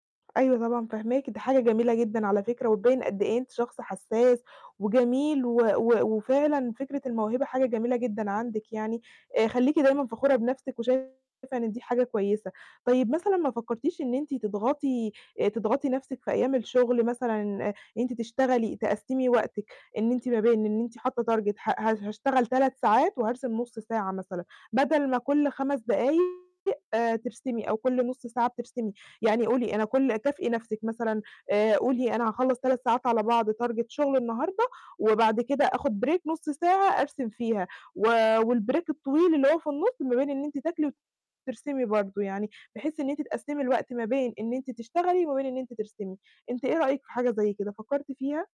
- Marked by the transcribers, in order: tapping; distorted speech; in English: "target"; in English: "target"; in English: "break"; in English: "والbreak"
- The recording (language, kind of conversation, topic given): Arabic, advice, إزاي أقدر أوازن بين التزاماتي اليومية زي الشغل أو الدراسة وهواياتي الشخصية؟
- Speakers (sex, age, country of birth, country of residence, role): female, 20-24, Egypt, Egypt, advisor; female, 30-34, Egypt, Portugal, user